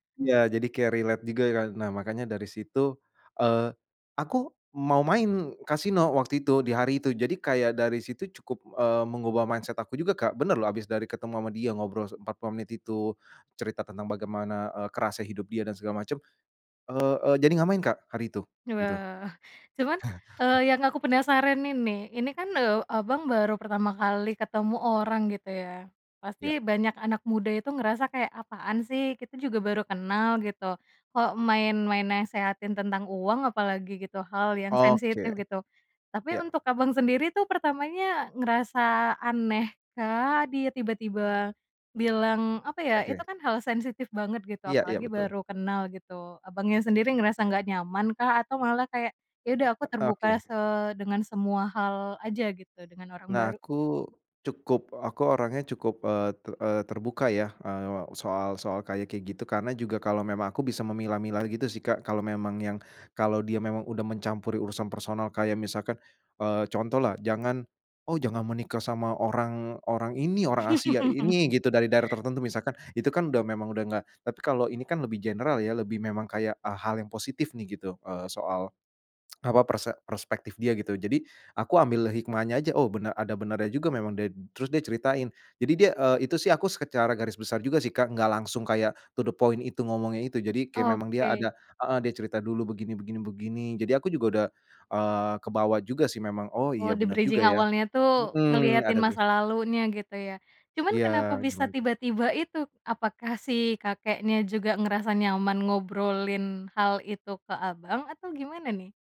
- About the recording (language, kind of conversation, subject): Indonesian, podcast, Pernahkah kamu mengalami pertemuan singkat yang mengubah cara pandangmu?
- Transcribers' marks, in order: in English: "relate"; in English: "mindset"; chuckle; laugh; in English: "to the point"; in English: "di-bridging"